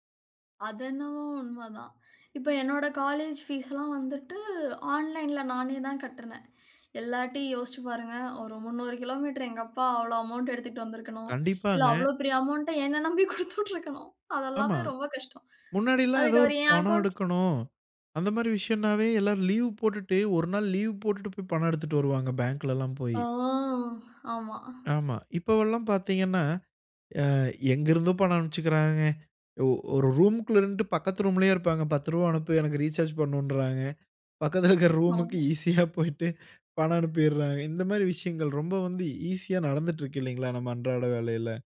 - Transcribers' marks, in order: in English: "ஆன்லைன்ல"; in English: "அமவுண்டு"; laughing while speaking: "என்னை நம்பி குடுத்து விட்டுருக்கணும். அதெல்லாமே ரொம்ப கஷ்டம்"; drawn out: "அ"; in English: "ரீசார்ஜ்"; laughing while speaking: "பக்கத்தில இருக்குற ரூமுக்கு ஈஸியா போய்ட்டு, பணம் அனுப்பிறாங்க"; other noise
- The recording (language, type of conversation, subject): Tamil, podcast, டிஜிட்டல் பணம் நம்ம அன்றாட வாழ்க்கையை எளிதாக்குமா?